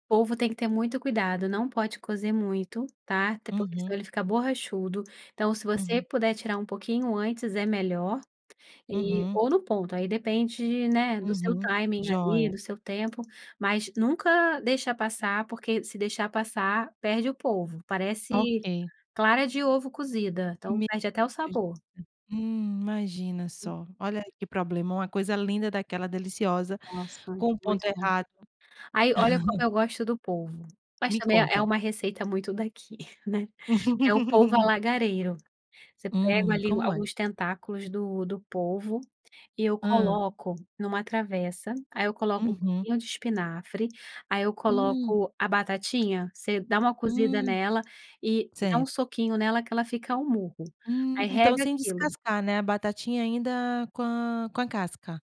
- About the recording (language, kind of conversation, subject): Portuguese, podcast, Como foi a sua primeira vez provando uma comida típica?
- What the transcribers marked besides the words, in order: in English: "timing"; laugh